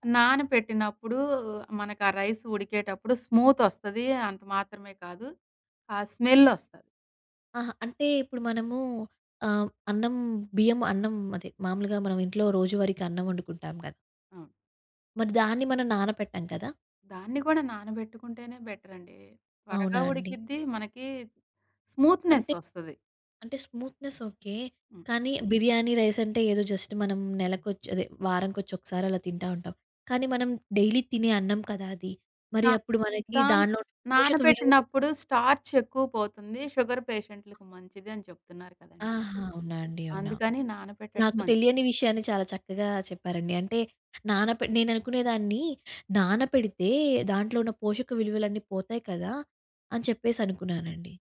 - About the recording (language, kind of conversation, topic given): Telugu, podcast, రుచికరమైన స్మృతులు ఏ వంటకంతో ముడిపడ్డాయి?
- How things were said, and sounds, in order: in English: "రైస్"; in English: "స్మూత్"; in English: "స్మెల్"; in English: "బెటర్"; in English: "స్మూత్‌నెస్"; in English: "స్మూత్‍నెస్"; in English: "బిర్యానీ రైస్"; in English: "జస్ట్"; in English: "డైలీ"; in English: "స్టార్చ్"; in English: "షుగర్"; other noise